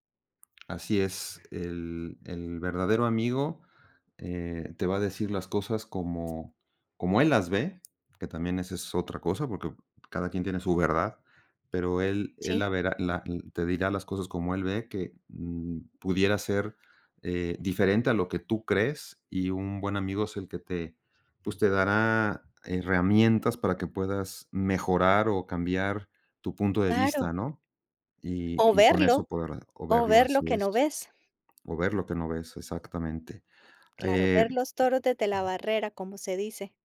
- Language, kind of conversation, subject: Spanish, podcast, ¿Cómo construyes amistades duraderas en la vida adulta?
- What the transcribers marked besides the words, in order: tapping; other background noise